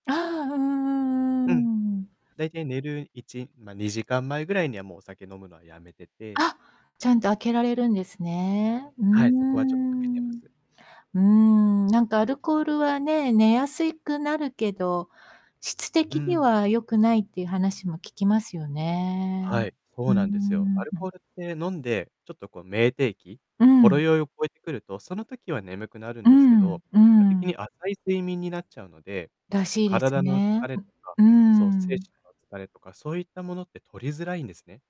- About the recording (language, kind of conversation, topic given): Japanese, podcast, 睡眠の質を上げるには、どんな工夫が効果的だと思いますか？
- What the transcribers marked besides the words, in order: distorted speech